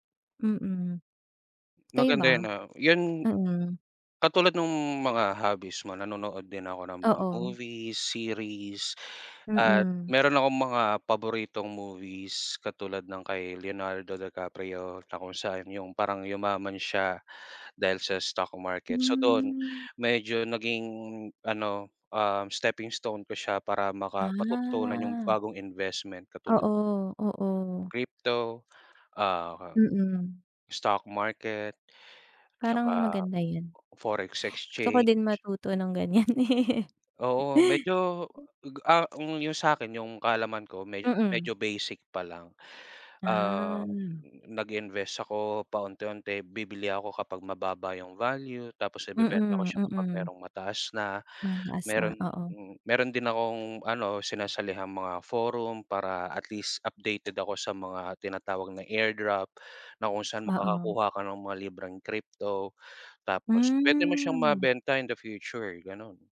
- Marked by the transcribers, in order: drawn out: "Hmm"; in English: "steppingstone"; drawn out: "Ah"; laughing while speaking: "eh"; chuckle; drawn out: "Hmm"; in English: "in the future"
- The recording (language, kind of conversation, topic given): Filipino, unstructured, Bakit mo gusto ang ginagawa mong libangan?
- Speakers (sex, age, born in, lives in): female, 30-34, Philippines, Philippines; male, 30-34, Philippines, Philippines